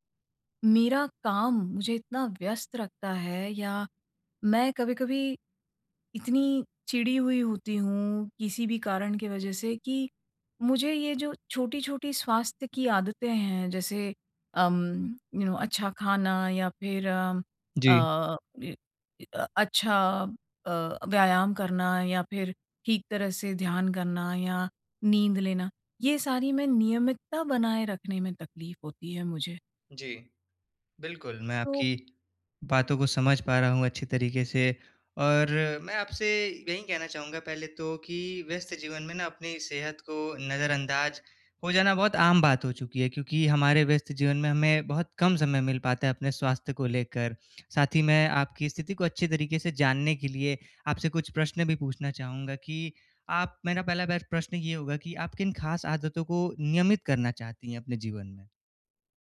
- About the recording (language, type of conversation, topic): Hindi, advice, जब मैं व्यस्त रहूँ, तो छोटी-छोटी स्वास्थ्य आदतों को रोज़ नियमित कैसे बनाए रखूँ?
- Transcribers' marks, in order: in English: "यू नौ"; in English: "बेस्ट"